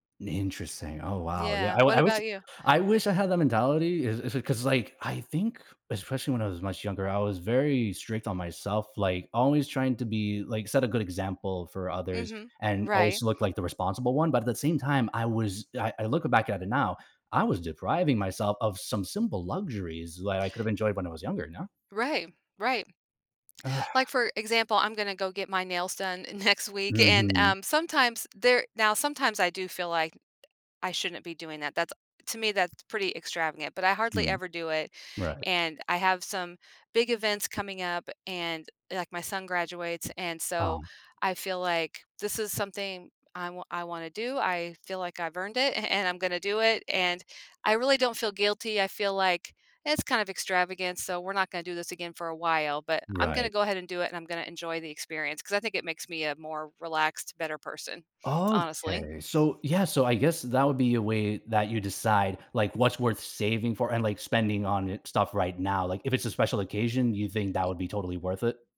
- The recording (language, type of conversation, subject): English, unstructured, How do you balance saving money and enjoying life?
- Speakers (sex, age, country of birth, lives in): female, 55-59, United States, United States; male, 25-29, Colombia, United States
- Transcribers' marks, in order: tapping; other background noise; laughing while speaking: "next"; drawn out: "Okay"